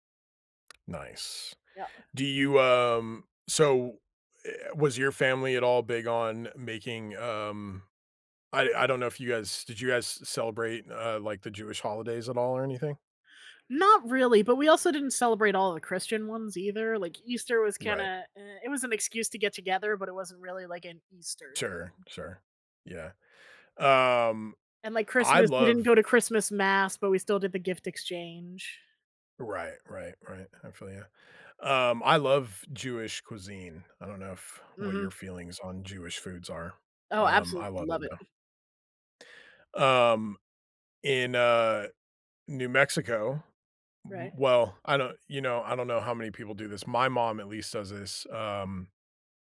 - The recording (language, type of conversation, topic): English, unstructured, How can I recreate the foods that connect me to my childhood?
- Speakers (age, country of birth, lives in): 30-34, United States, United States; 40-44, United States, United States
- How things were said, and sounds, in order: tapping